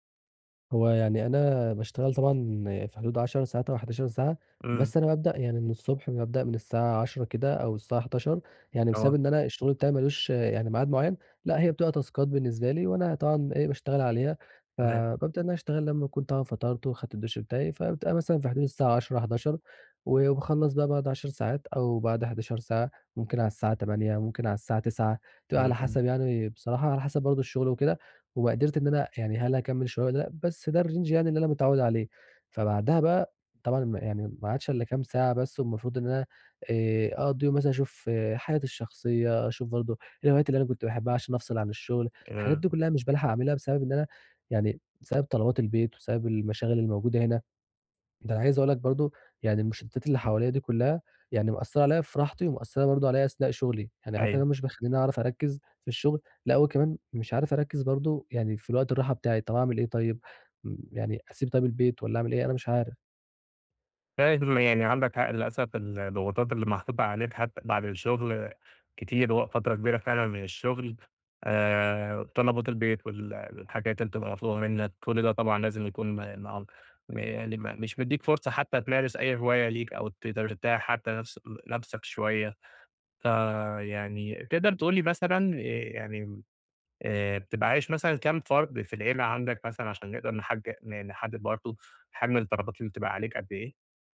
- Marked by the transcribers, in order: in English: "تاسكات"; tapping; in English: "الrange"; other noise; unintelligible speech
- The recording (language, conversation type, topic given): Arabic, advice, ازاي أقدر أسترخى في البيت بعد يوم شغل طويل؟